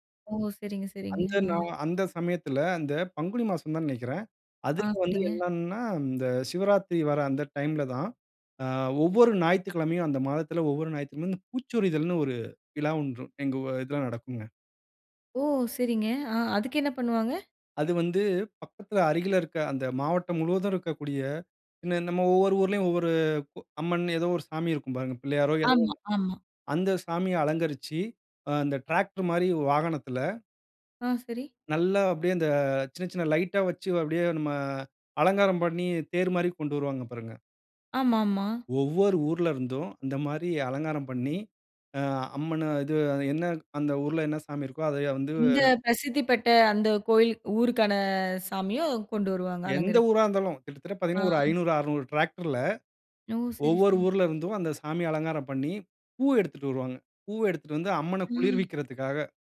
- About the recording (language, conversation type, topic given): Tamil, podcast, பண்டிகை நாட்களில் நீங்கள் பின்பற்றும் தனிச்சிறப்பு கொண்ட மரபுகள் என்னென்ன?
- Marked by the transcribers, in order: put-on voice: "டிராக்டர்"